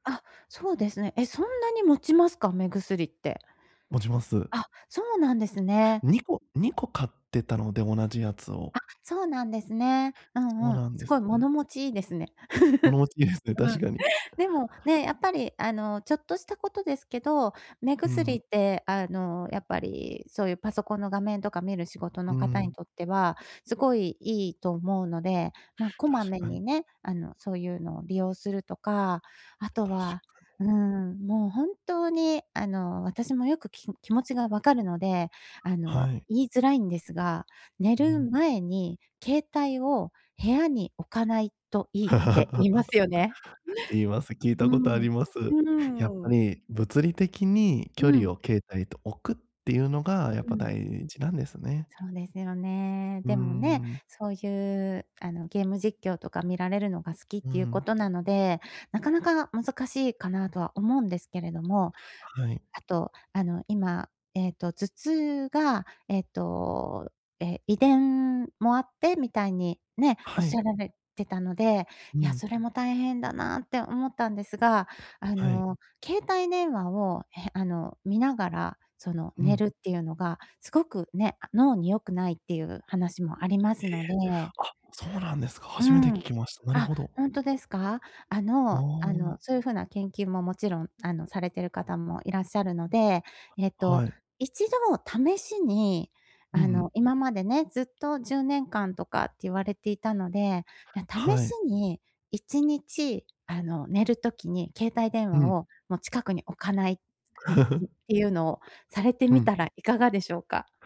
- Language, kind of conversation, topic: Japanese, advice, 就寝前にスマホや画面をつい見てしまう習慣をやめるにはどうすればいいですか？
- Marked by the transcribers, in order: laughing while speaking: "いいですね、確かに"; laugh; laugh; laughing while speaking: "よね"; chuckle; other background noise; unintelligible speech; chuckle; tapping